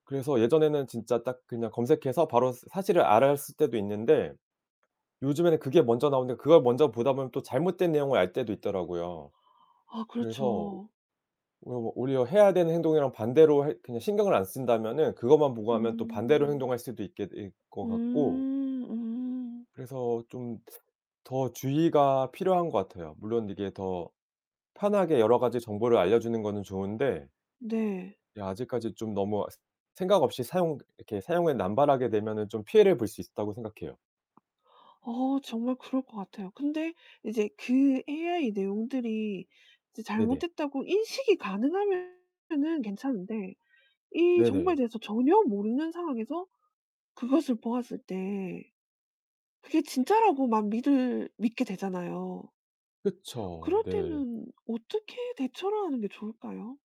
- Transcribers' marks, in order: "것" said as "있 거"; teeth sucking; tapping; distorted speech; other background noise
- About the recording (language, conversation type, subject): Korean, podcast, 인터넷 정보 중 진짜와 가짜를 어떻게 구분하시나요?